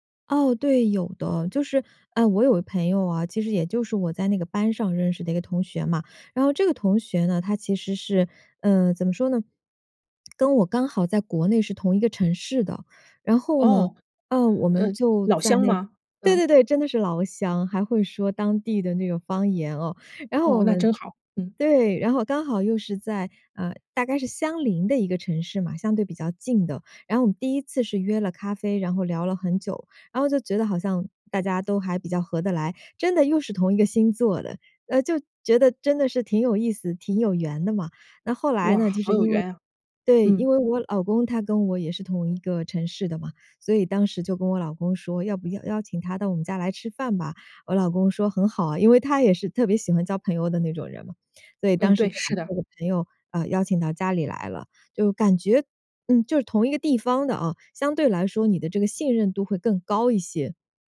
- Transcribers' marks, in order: lip smack; joyful: "对 对 对"
- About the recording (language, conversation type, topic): Chinese, podcast, 换到新城市后，你如何重新结交朋友？